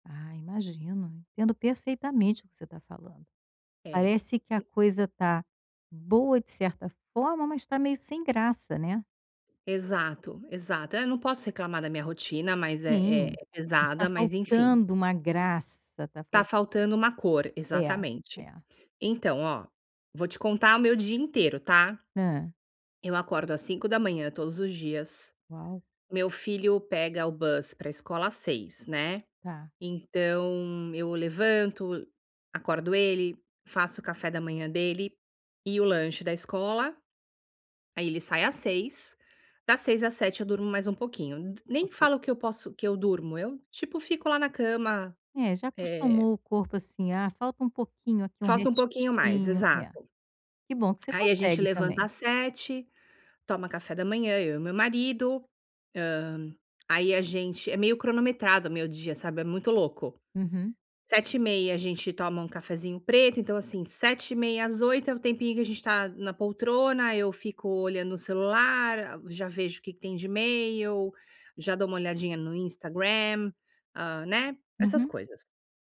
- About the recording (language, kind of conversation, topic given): Portuguese, advice, Como posso criar rotinas de lazer sem me sentir culpado?
- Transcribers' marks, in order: other background noise; in English: "bus"; tapping; put-on voice: "Instagram"